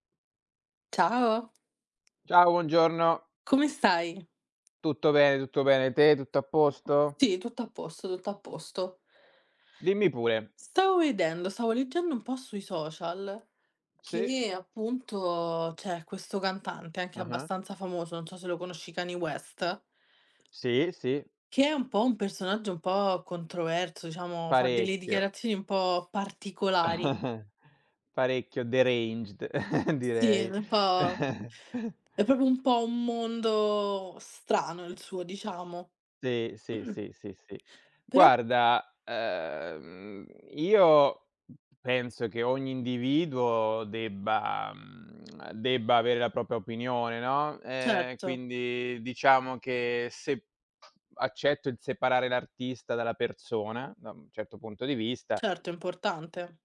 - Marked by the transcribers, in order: tapping; chuckle; in English: "deranged"; laughing while speaking: "deranged"; "proprio" said as "propio"; chuckle; "propria" said as "propia"; other background noise
- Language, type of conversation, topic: Italian, unstructured, Come reagisci quando un cantante famoso fa dichiarazioni controverse?
- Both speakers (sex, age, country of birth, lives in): female, 20-24, Italy, Italy; male, 40-44, Italy, Italy